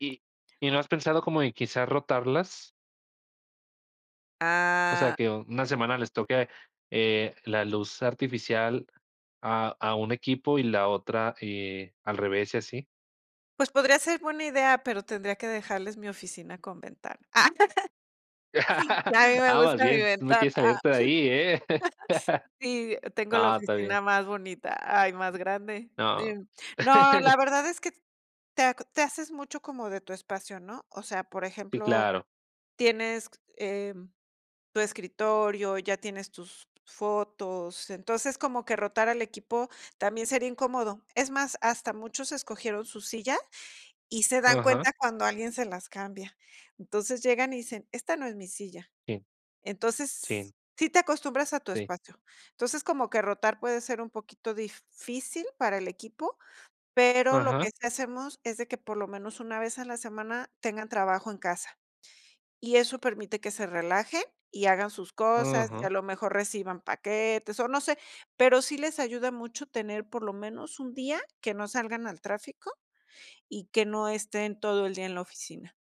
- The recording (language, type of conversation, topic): Spanish, podcast, ¿Cómo manejas el estrés cuando se te acumula el trabajo?
- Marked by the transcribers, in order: laugh; chuckle; chuckle; laugh; other noise; chuckle